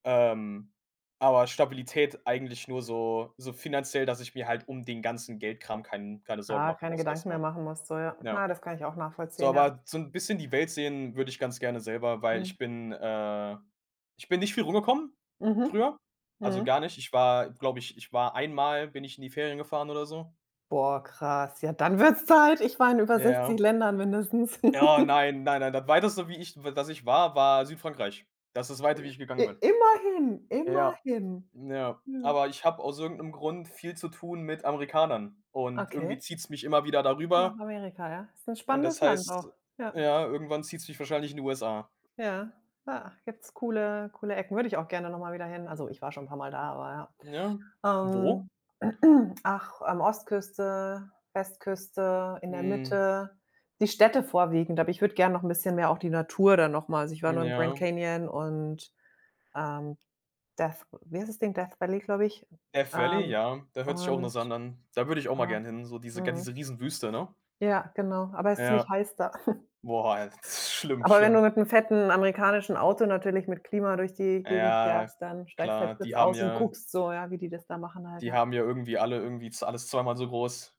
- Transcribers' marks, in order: tapping; giggle; other noise; throat clearing; other background noise; chuckle; unintelligible speech; background speech
- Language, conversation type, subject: German, unstructured, Was ist dein größtes Ziel, das du in den nächsten fünf Jahren erreichen möchtest?